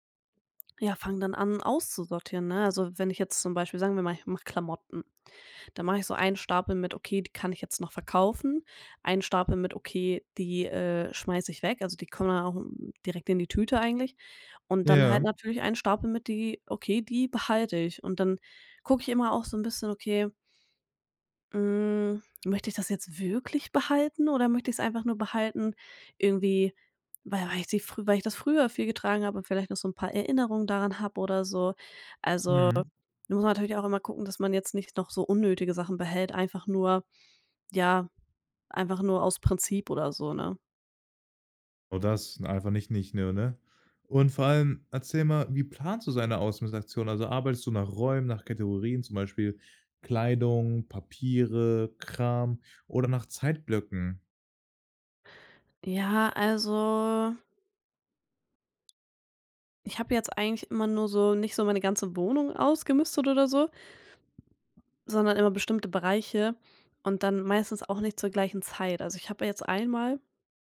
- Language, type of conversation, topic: German, podcast, Wie gehst du beim Ausmisten eigentlich vor?
- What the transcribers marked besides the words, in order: stressed: "wirklich"; other background noise